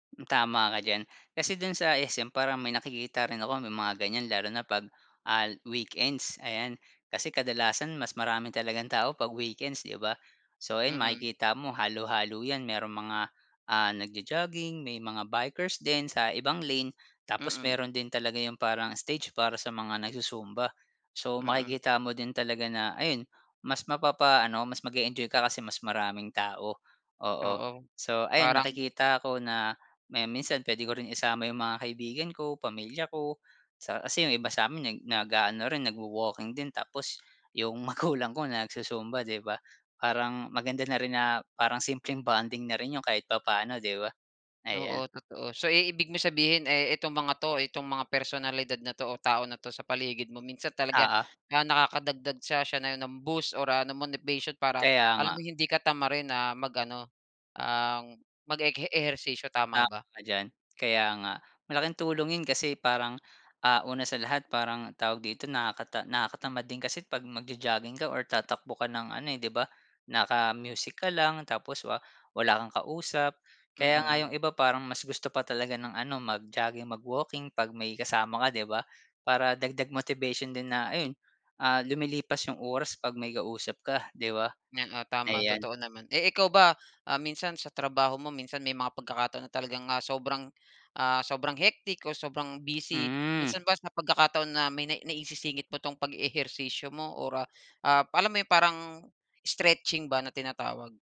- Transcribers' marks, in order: gasp; gasp; gasp; gasp; in English: "hectic"; tapping
- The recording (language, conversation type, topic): Filipino, podcast, Ano ang paborito mong paraan ng pag-eehersisyo araw-araw?